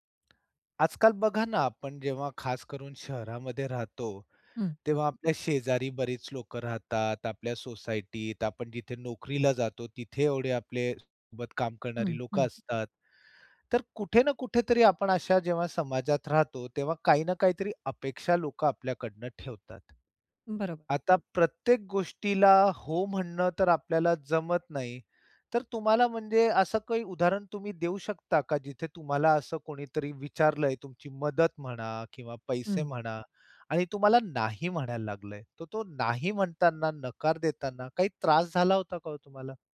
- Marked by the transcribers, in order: tapping
- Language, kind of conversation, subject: Marathi, podcast, नकार म्हणताना तुम्हाला कसं वाटतं आणि तुम्ही तो कसा देता?